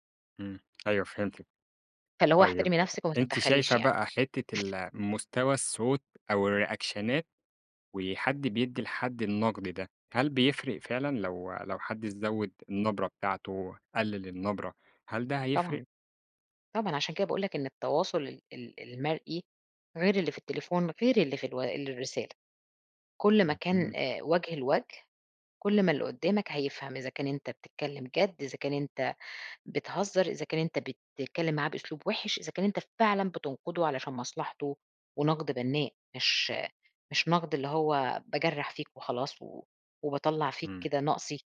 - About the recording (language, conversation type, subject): Arabic, podcast, إزاي تدي نقد من غير ما تجرح؟
- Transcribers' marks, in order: chuckle; in English: "الريأكشنات"; tapping